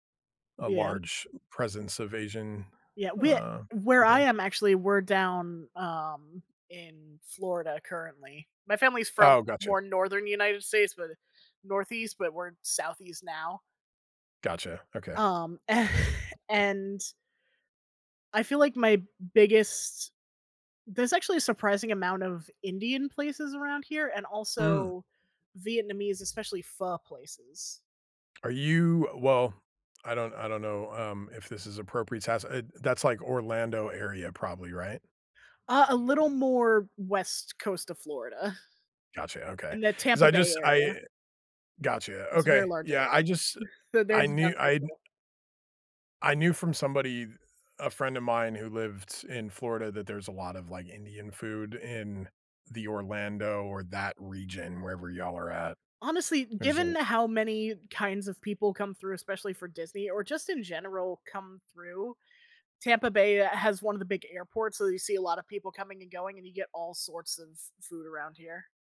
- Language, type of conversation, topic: English, unstructured, How can I recreate the foods that connect me to my childhood?
- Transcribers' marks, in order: laughing while speaking: "a"; chuckle; unintelligible speech; chuckle; unintelligible speech; tapping